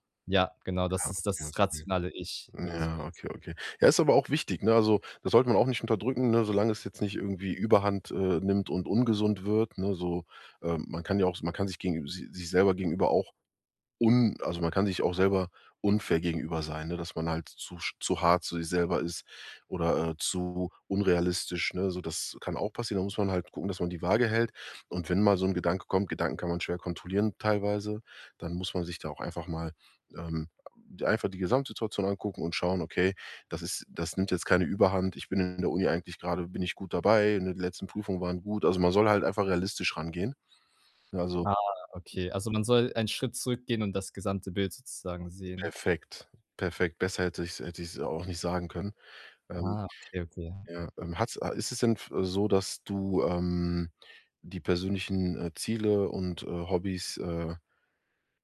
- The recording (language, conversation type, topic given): German, advice, Wie findest du Zeit, um an deinen persönlichen Zielen zu arbeiten?
- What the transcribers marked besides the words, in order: unintelligible speech; tapping